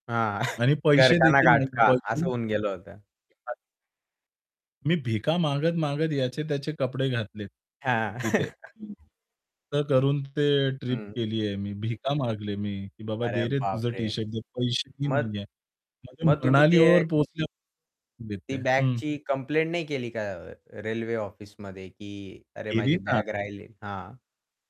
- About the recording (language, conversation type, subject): Marathi, podcast, सामान हरवल्यावर तुम्हाला काय अनुभव आला?
- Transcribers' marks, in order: static; chuckle; in Hindi: "घर का ना घाट का"; tapping; distorted speech; unintelligible speech; chuckle; other background noise; unintelligible speech